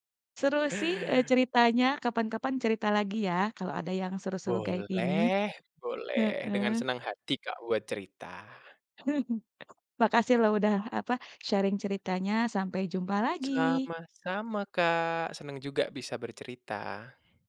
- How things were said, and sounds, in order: chuckle; other background noise; in English: "sharing"
- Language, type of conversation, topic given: Indonesian, podcast, Bagaimana musim hujan mengubah kehidupan sehari-harimu?
- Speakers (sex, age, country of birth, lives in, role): female, 35-39, Indonesia, Indonesia, host; male, 20-24, Indonesia, Indonesia, guest